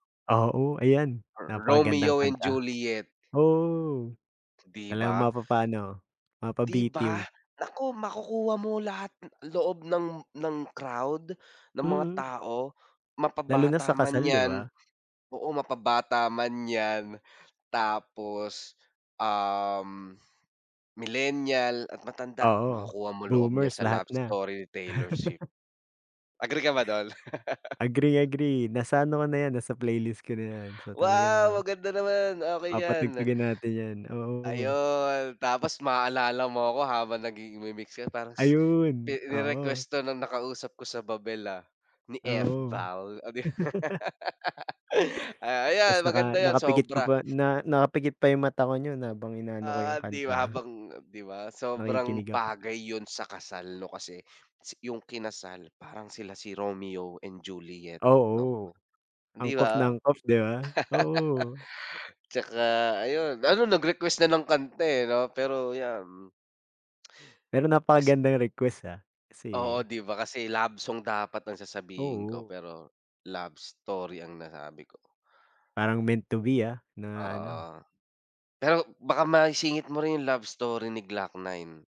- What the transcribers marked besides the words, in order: gasp; gasp; chuckle; gasp; chuckle; laughing while speaking: "Fval oh 'di ba"; chuckle; laugh; "no'n" said as "niyon"; joyful: "Oo"; chuckle; tsk
- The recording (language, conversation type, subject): Filipino, unstructured, Ano ang pinakamalaking hamon na nais mong mapagtagumpayan sa hinaharap?